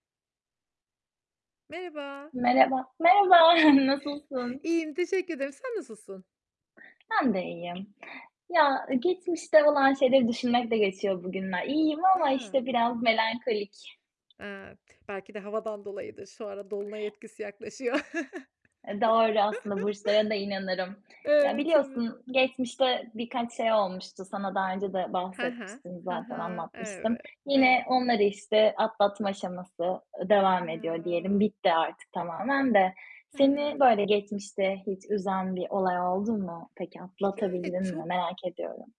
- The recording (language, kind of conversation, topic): Turkish, unstructured, Geçmişte sizi üzen bir olayı nasıl atlattınız?
- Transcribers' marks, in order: distorted speech; joyful: "Merhaba"; chuckle; other background noise; tapping; chuckle; laughing while speaking: "Evet evet"; sad: "Ya!"